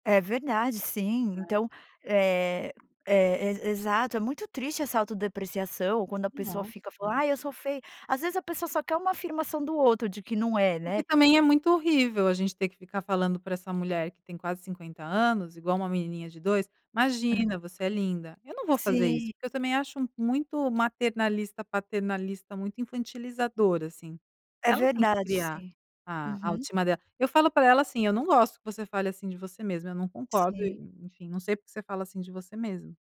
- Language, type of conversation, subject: Portuguese, podcast, Como você aprendeu a se tratar com mais carinho?
- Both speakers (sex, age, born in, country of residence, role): female, 40-44, Brazil, United States, host; female, 45-49, Brazil, Italy, guest
- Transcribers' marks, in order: none